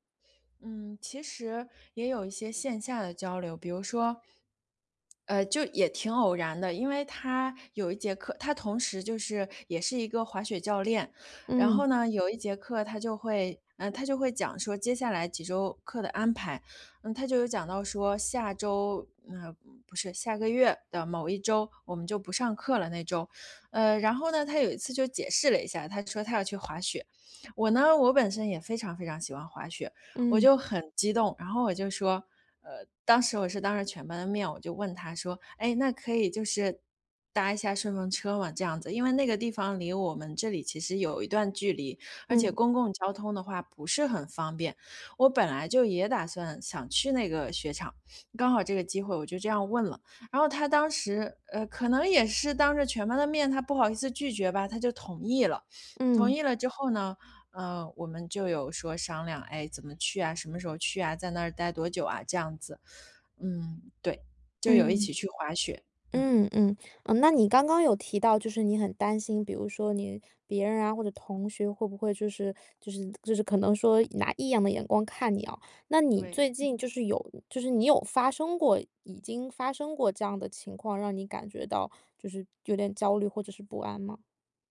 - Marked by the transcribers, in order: other background noise
- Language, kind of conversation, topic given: Chinese, advice, 我很害怕別人怎麼看我，該怎麼面對這種恐懼？